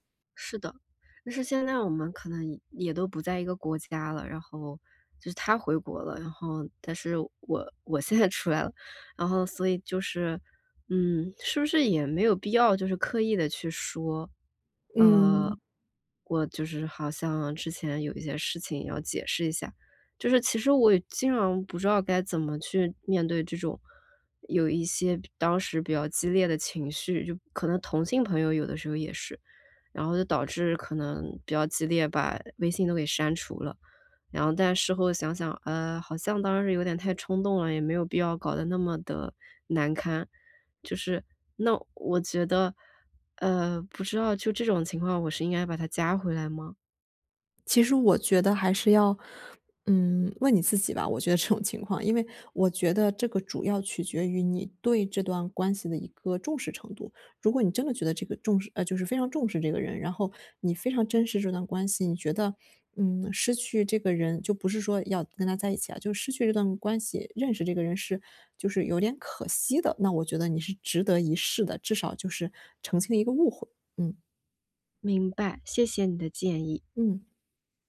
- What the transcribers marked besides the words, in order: other background noise; laughing while speaking: "这"; tapping
- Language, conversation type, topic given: Chinese, advice, 我和朋友闹翻了，想修复这段关系，该怎么办？